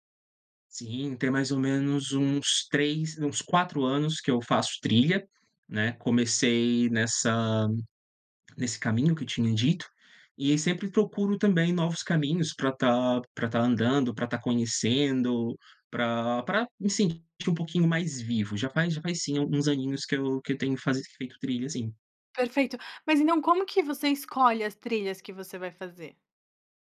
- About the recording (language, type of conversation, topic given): Portuguese, podcast, Já passou por alguma surpresa inesperada durante uma trilha?
- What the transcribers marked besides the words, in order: tapping